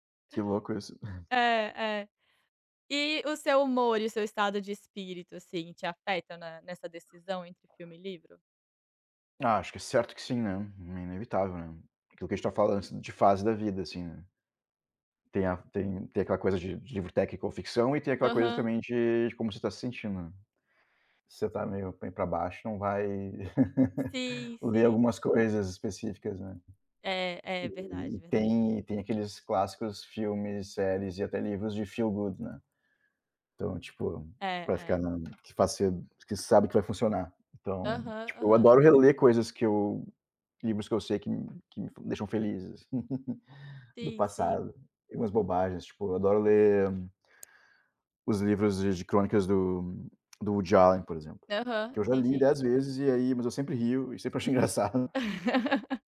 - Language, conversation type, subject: Portuguese, unstructured, Como você decide entre assistir a um filme ou ler um livro?
- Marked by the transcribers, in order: tapping; chuckle; in English: "feel good"; other background noise; chuckle; laughing while speaking: "engraçado"; laugh